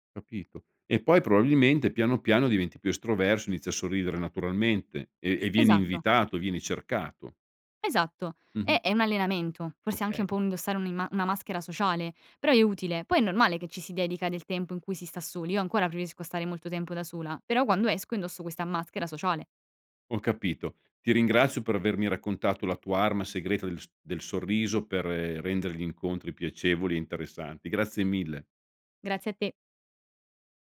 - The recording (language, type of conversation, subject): Italian, podcast, Come può un sorriso cambiare un incontro?
- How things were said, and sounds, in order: other background noise